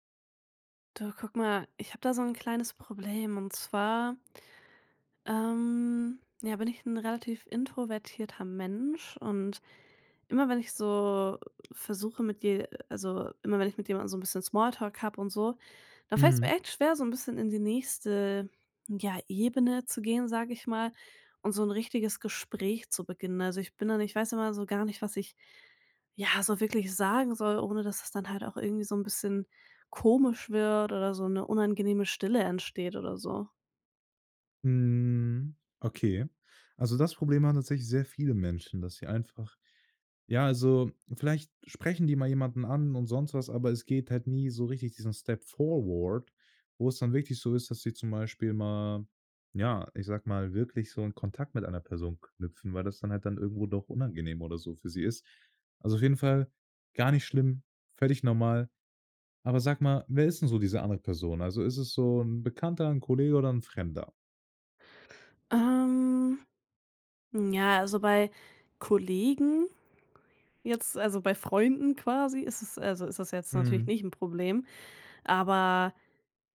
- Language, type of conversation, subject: German, advice, Wie kann ich Small Talk überwinden und ein echtes Gespräch beginnen?
- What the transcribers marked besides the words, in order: other background noise; in English: "Step forward"; put-on voice: "forward"